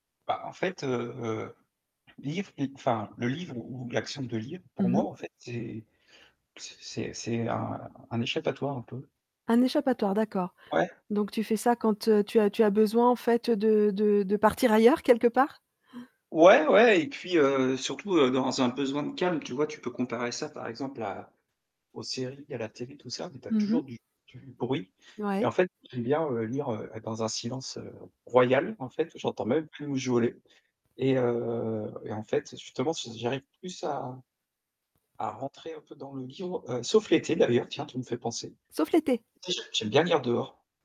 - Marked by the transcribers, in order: tapping; distorted speech; static; other background noise; stressed: "royal"
- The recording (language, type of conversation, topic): French, podcast, Qu’est-ce qui fait, selon toi, qu’un bon livre est du temps bien dépensé ?